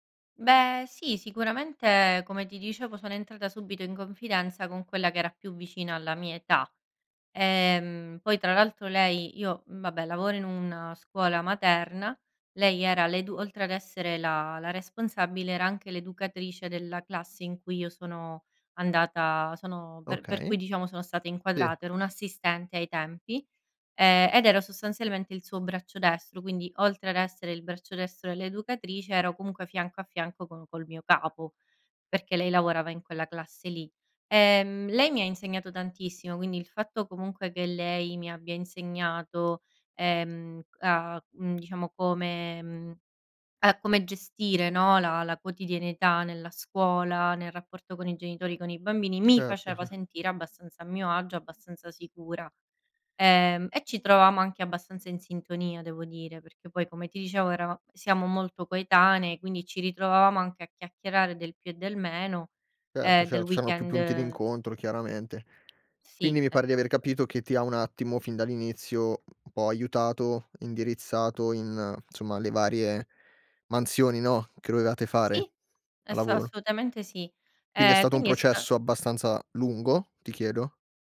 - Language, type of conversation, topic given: Italian, podcast, Hai un capo che ti fa sentire subito sicuro/a?
- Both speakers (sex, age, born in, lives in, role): female, 30-34, Italy, Italy, guest; male, 25-29, Italy, Italy, host
- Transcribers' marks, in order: in English: "weekend"; "insomma" said as "nsomma"